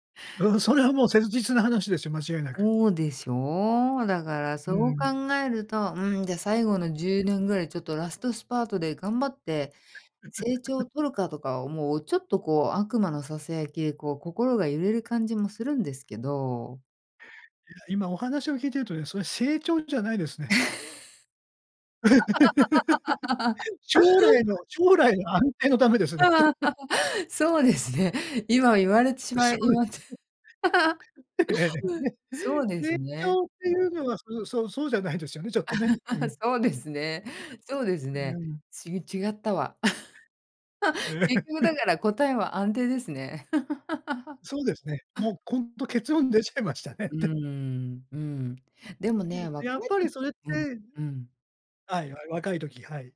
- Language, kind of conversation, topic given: Japanese, podcast, あなたは成長と安定のどちらを重視していますか？
- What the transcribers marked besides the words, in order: other background noise; laugh; laugh; laughing while speaking: "ためですねって"; chuckle; laugh; laughing while speaking: "そうですね、今言われてしまい、いまて"; laugh; laughing while speaking: "ええ、ね"; laugh; laugh; laugh; laugh; laughing while speaking: "ええ"; laugh; laughing while speaking: "出ちゃいましたねって"